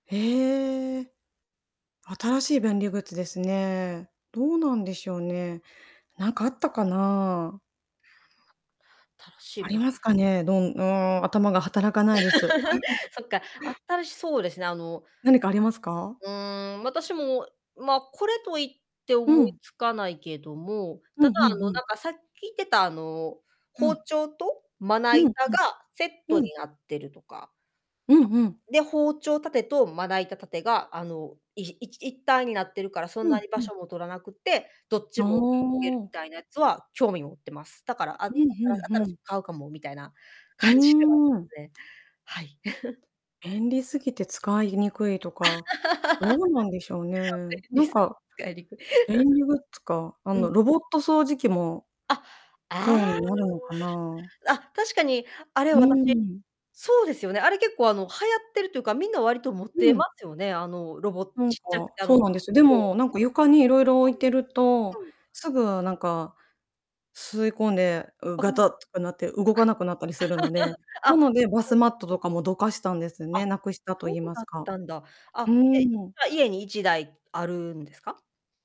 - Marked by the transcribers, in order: tapping; laugh; chuckle; unintelligible speech; distorted speech; unintelligible speech; chuckle; laugh; chuckle; laugh
- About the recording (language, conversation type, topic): Japanese, unstructured, 日常生活の中で、使って驚いた便利な道具はありますか？